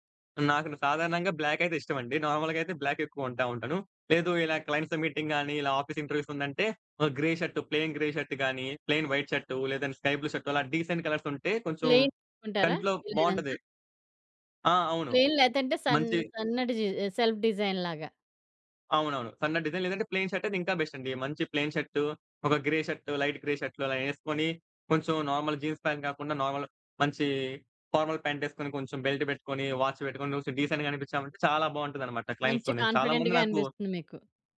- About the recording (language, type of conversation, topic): Telugu, podcast, ఏ రకం దుస్తులు వేసుకున్నప్పుడు నీకు ఎక్కువ ఆత్మవిశ్వాసంగా అనిపిస్తుంది?
- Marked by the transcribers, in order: in English: "బ్లాక్"; in English: "నార్మల్‌గా"; in English: "బ్లాక్"; in English: "క్లయింట్స్‌తో మీటింగ్"; in English: "ఆఫీస్ ఇంటర్వ్యూస్"; in English: "గ్రే షర్ట్ ప్లె‌యిన్ గ్రే షర్ట్"; in English: "ప్లెయిన్ వైట్"; in English: "స్కై బ్లూ షర్ట్"; in English: "డీసెంట్ కలర్స్"; in English: "ప్లెయిన్"; in English: "ప్లెయిన్"; in English: "డిజైన్ సెల్ఫ్ డిజైన్"; in English: "డిజైన్"; in English: "ప్లె‌యిన్"; in English: "బెస్ట్"; in English: "ప్లెయిన్ షర్ట్"; in English: "గ్రే షర్ట్, లైట్ గ్రే"; in English: "నార్మల్ జీన్స్ ప్యాంట్"; in English: "నార్మల్"; in English: "ఫార్మల్ ప్యాంట్"; in English: "బెల్ట్"; in English: "వాచ్"; in English: "డీసెంట్‌గా"; in English: "క్లయింట్స్‌తోనే"; in English: "కాన్ఫిడెంట్‌గా"